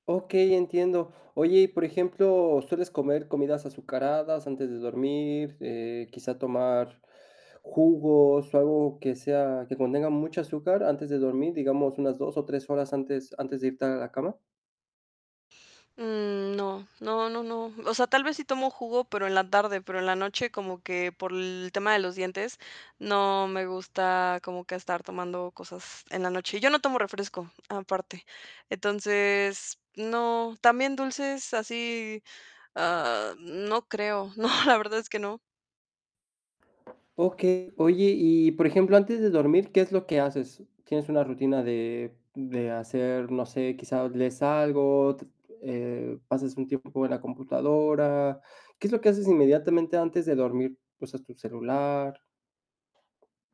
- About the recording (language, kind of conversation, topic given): Spanish, advice, ¿Sientes culpa o vergüenza por dormir demasiado o por depender de las siestas?
- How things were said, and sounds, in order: laughing while speaking: "No"; distorted speech; static